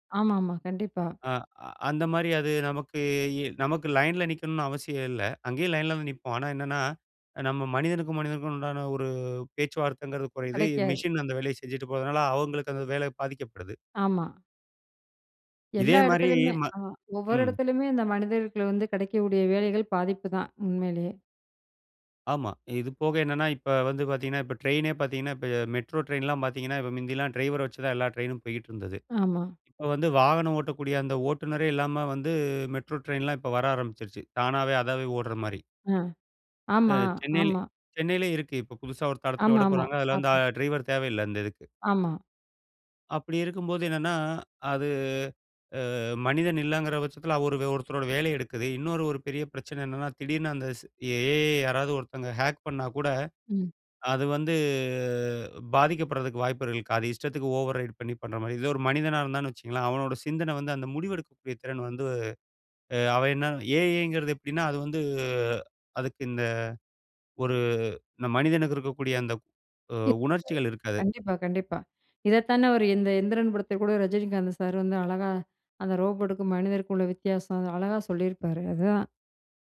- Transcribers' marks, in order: other background noise; "மனிதர்களுக்கு" said as "மனிதர்கள்க்குள்ள"; "முந்தியெல்லாம்" said as "மிந்தியெல்லாம்"; drawn out: "அது"; in English: "ஏ. ஐ"; in English: "ஹேக்"; drawn out: "வந்து"; in English: "ஓவர் ரைட்"; in English: "ஏ. ஐ"; unintelligible speech; "இந்த" said as "எந்தரன்"
- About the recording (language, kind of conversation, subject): Tamil, podcast, எதிர்காலத்தில் செயற்கை நுண்ணறிவு நம் வாழ்க்கையை எப்படிப் மாற்றும்?